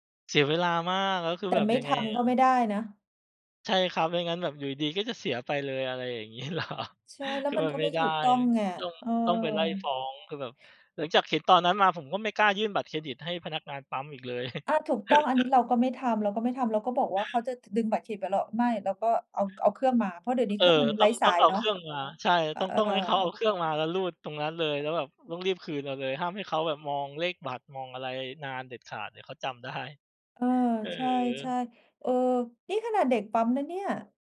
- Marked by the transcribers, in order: laughing while speaking: "เหรอ ?"; background speech; chuckle; other background noise
- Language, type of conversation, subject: Thai, unstructured, ทำไมบางคนถึงรู้สึกว่าบริษัทเทคโนโลยีควบคุมข้อมูลมากเกินไป?